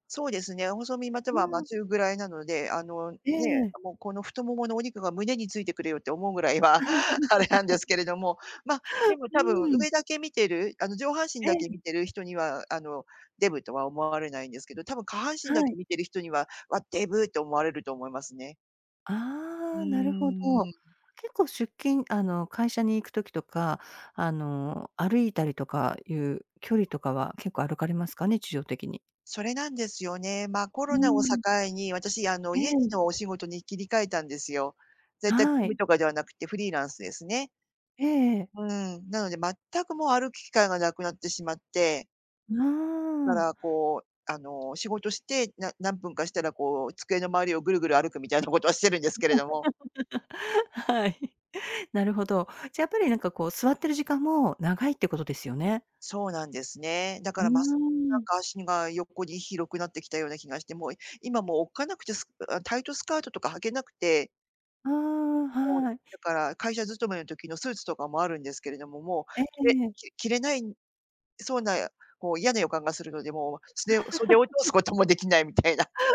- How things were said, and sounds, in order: laughing while speaking: "あれなんですけれども"; other background noise; laughing while speaking: "みたいなことは"; giggle; laugh; laughing while speaking: "みたいな"
- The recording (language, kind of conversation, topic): Japanese, advice, 運動しているのに体重や見た目に変化が出ないのはなぜですか？